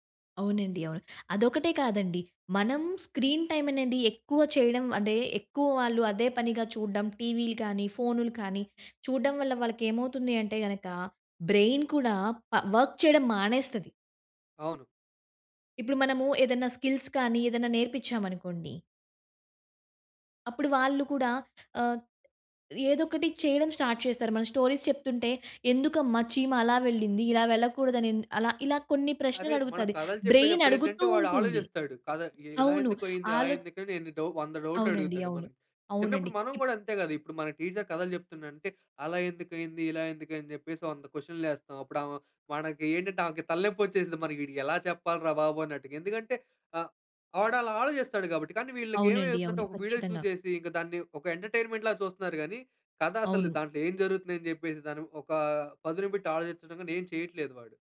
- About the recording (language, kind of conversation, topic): Telugu, podcast, పిల్లల ఫోన్ వినియోగ సమయాన్ని పర్యవేక్షించాలా వద్దా అనే విషయంలో మీరు ఎలా నిర్ణయం తీసుకుంటారు?
- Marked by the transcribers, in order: in English: "స్క్రీన్ టైమ్"; in English: "బ్రైన్"; in English: "వర్క్"; in English: "స్కిల్స్"; in English: "స్టార్ట్"; in English: "స్టోరీస్"; in English: "బ్రైన్"; in English: "టీచర్"; in English: "ఎంటర్టైన్‌మెంట్"